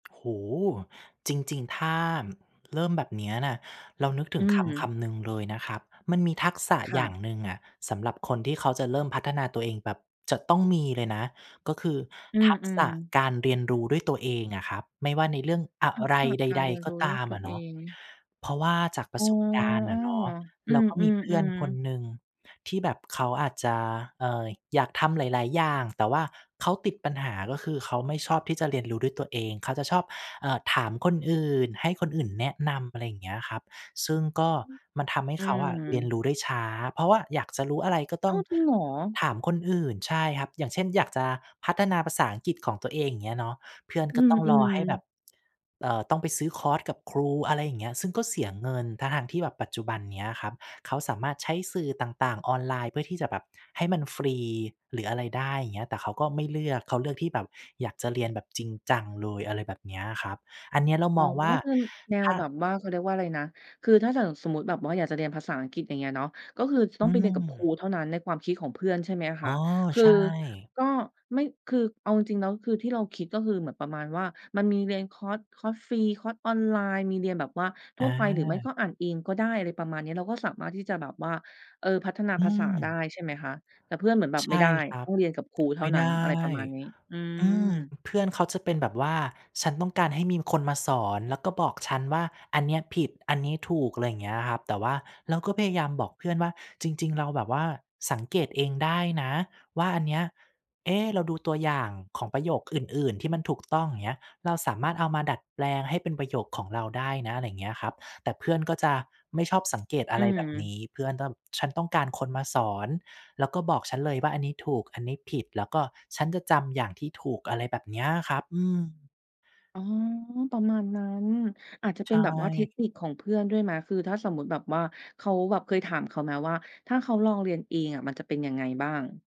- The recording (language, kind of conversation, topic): Thai, podcast, ถ้าจะเริ่มพัฒนาตนเอง คำแนะนำแรกที่ควรทำคืออะไร?
- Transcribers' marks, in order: tapping; other background noise